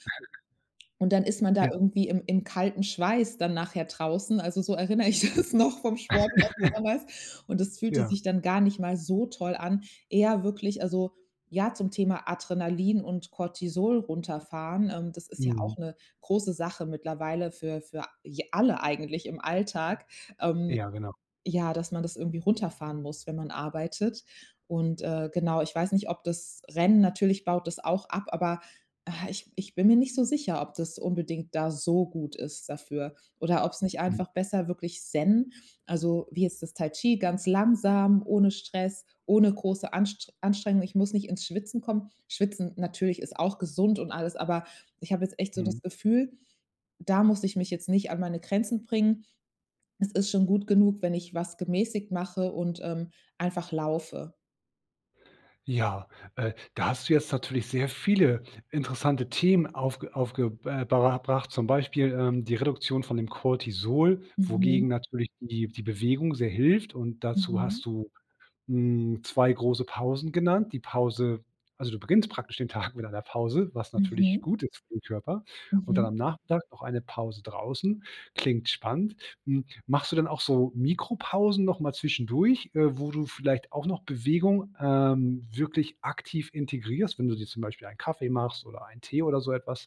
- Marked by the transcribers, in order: laugh; laughing while speaking: "erinnere ich das noch vom Sport von damals"; laugh; other background noise; laughing while speaking: "Tag"
- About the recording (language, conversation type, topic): German, podcast, Wie integrierst du Bewegung in einen vollen Arbeitstag?